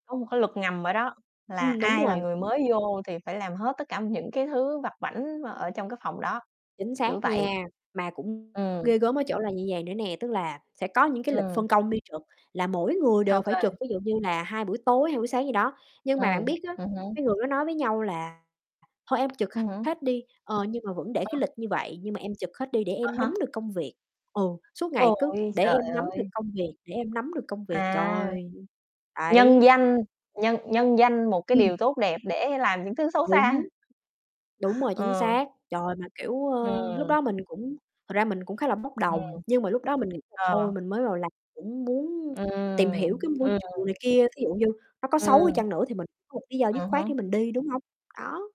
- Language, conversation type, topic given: Vietnamese, unstructured, Bạn đã bao giờ cảm thấy bị đối xử bất công ở nơi làm việc chưa?
- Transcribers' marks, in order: mechanical hum; other background noise; distorted speech; unintelligible speech; unintelligible speech